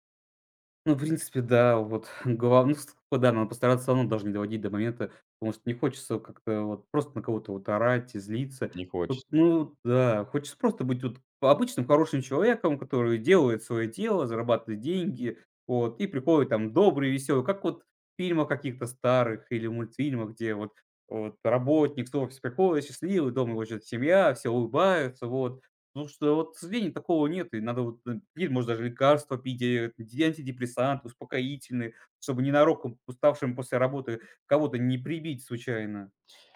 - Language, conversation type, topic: Russian, advice, Как вы описали бы ситуацию, когда ставите карьеру выше своих ценностей и из‑за этого теряете смысл?
- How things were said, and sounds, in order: tapping; other background noise; unintelligible speech